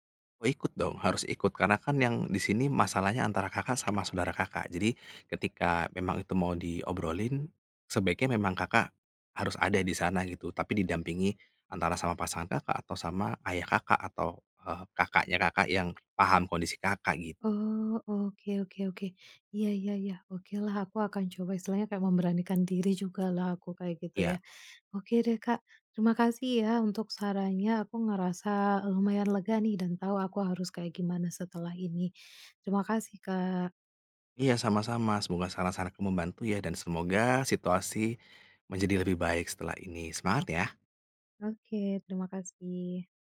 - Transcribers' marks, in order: none
- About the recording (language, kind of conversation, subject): Indonesian, advice, Bagaimana sebaiknya saya menyikapi gosip atau rumor tentang saya yang sedang menyebar di lingkungan pergaulan saya?